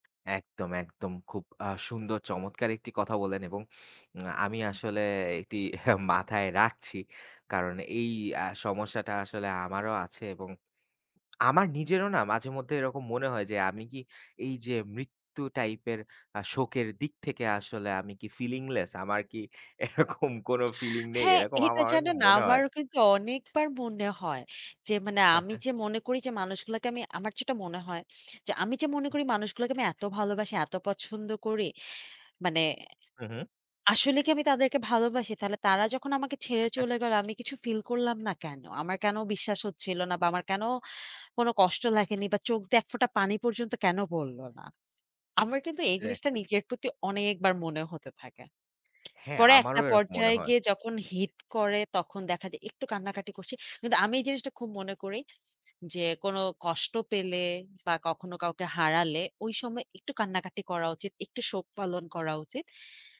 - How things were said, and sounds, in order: tsk; chuckle; tsk; in English: "feelingless?"; laughing while speaking: "এরকম"; other background noise; tapping; tsk; in English: "hit"
- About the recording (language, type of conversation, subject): Bengali, unstructured, প্রিয়জনের মৃত্যু হলে রাগ কেন কখনো অন্য কারও ওপর গিয়ে পড়ে?
- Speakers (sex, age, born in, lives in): female, 20-24, Bangladesh, Bangladesh; male, 25-29, Bangladesh, Bangladesh